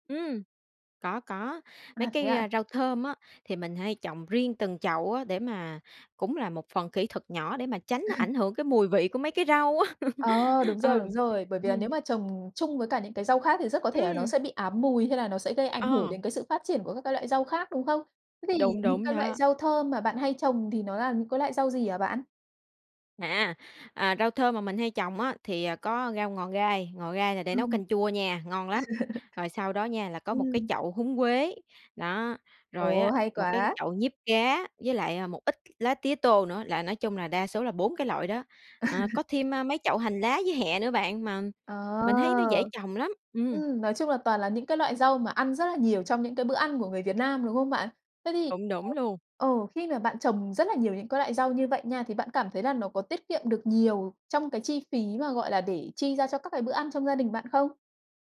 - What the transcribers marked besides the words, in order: laugh; tapping; laugh; other background noise; laugh; laugh
- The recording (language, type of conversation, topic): Vietnamese, podcast, Bạn có bí quyết nào để trồng rau trên ban công không?